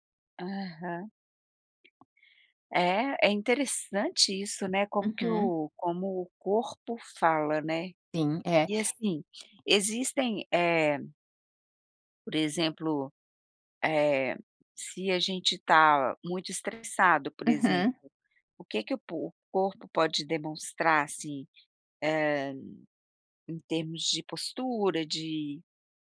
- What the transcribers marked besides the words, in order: none
- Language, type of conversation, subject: Portuguese, podcast, Como perceber quando palavras e corpo estão em conflito?